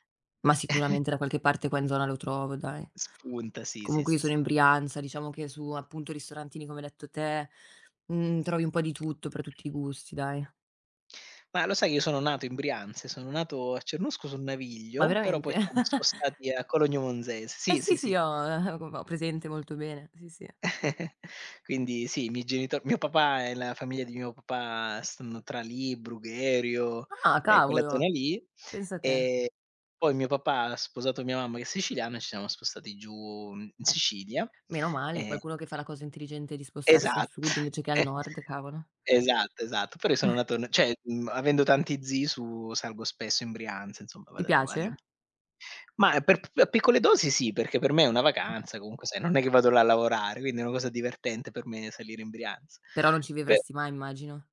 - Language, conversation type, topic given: Italian, unstructured, Qual è il tuo piatto preferito e perché?
- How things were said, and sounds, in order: chuckle; tapping; giggle; giggle; chuckle; "cioè" said as "ceh"; chuckle; other background noise